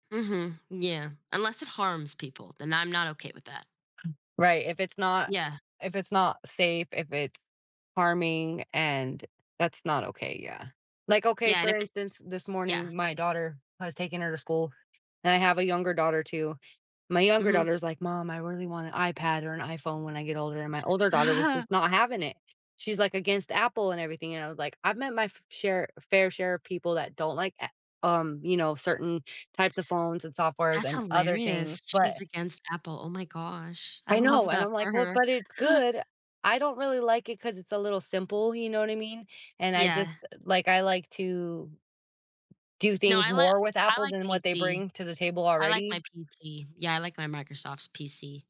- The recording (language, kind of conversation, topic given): English, unstructured, How can you persuade someone without making them feel attacked?
- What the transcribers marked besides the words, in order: other background noise; tapping; other noise; laugh; laughing while speaking: "I love that for her"